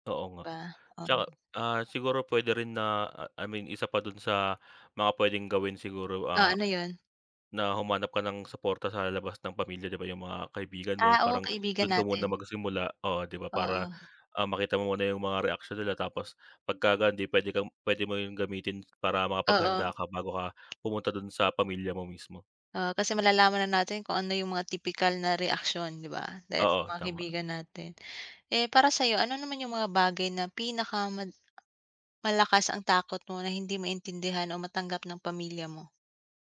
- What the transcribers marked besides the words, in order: other background noise
- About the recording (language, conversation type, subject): Filipino, unstructured, Paano mo haharapin ang takot na hindi tanggapin ng pamilya ang tunay mong sarili?